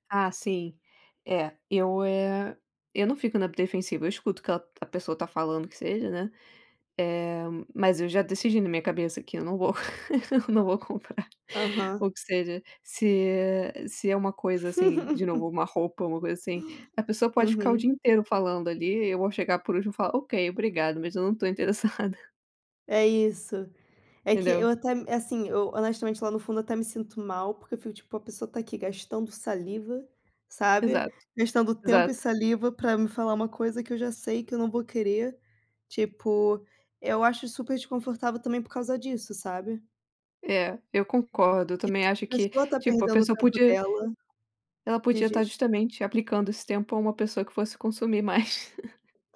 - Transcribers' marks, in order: laugh; laughing while speaking: "não vou comprar"; laugh; chuckle
- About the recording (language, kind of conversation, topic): Portuguese, unstructured, Como você se sente quando alguém tenta te convencer a gastar mais?